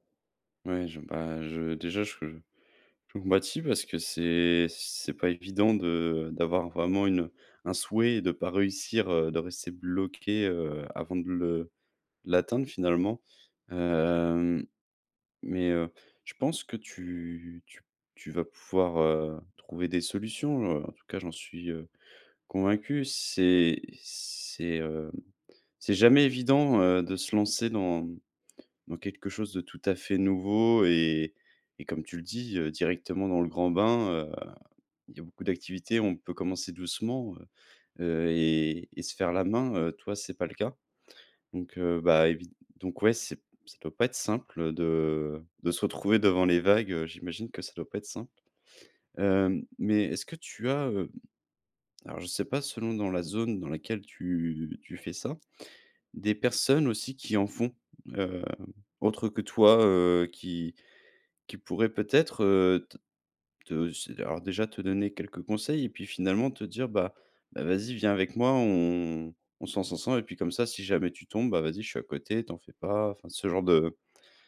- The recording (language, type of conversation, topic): French, advice, Comment puis-je surmonter ma peur d’essayer une nouvelle activité ?
- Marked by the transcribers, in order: drawn out: "c'est"; drawn out: "Hem"; drawn out: "tu"; drawn out: "on"